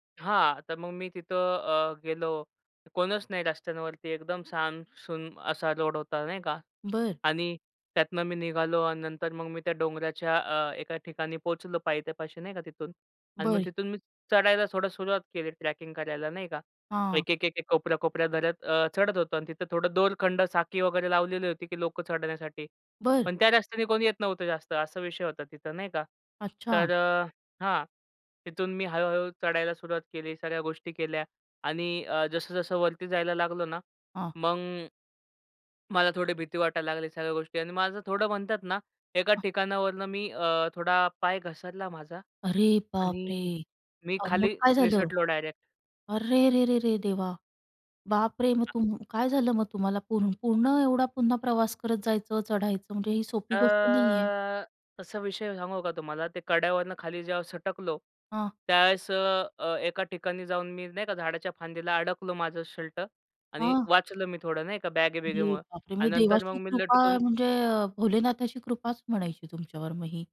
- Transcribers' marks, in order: tapping; surprised: "अरे बापरे!"; surprised: "अरे रे रे रे! देवा, बापरे!"; other noise; drawn out: "अ"; surprised: "अरे बापरे!"; other background noise
- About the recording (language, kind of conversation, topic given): Marathi, podcast, निसर्गात एकट्याने ट्रेक केल्याचा तुमचा अनुभव कसा होता?
- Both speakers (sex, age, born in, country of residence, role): female, 35-39, India, India, host; male, 25-29, India, India, guest